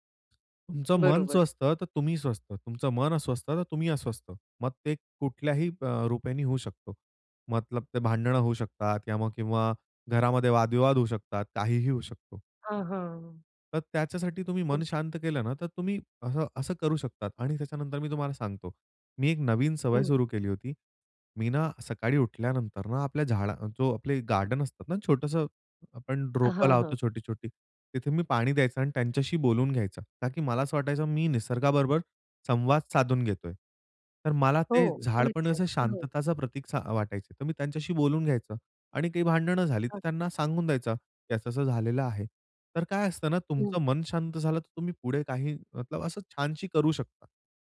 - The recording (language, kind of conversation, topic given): Marathi, podcast, निसर्गातल्या एखाद्या छोट्या शोधामुळे तुझ्यात कोणता बदल झाला?
- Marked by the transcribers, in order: tapping; other noise; unintelligible speech